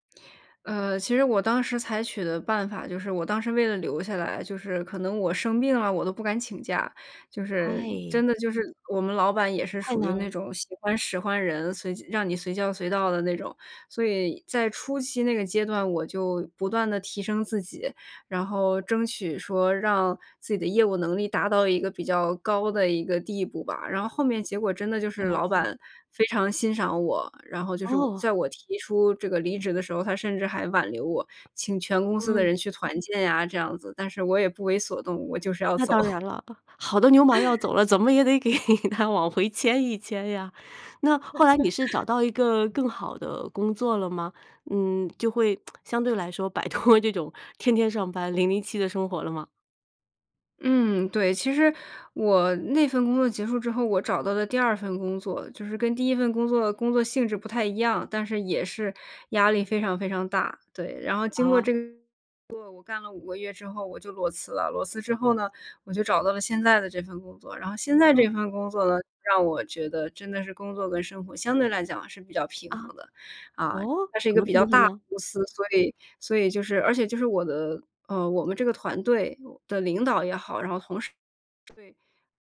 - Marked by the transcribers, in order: other background noise; laughing while speaking: "走"; laugh; laughing while speaking: "给她往回牵一牵呀"; laugh; tsk; laughing while speaking: "摆脱这种"; laughing while speaking: "零零七"
- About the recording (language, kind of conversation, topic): Chinese, podcast, 你怎么看待工作与生活的平衡？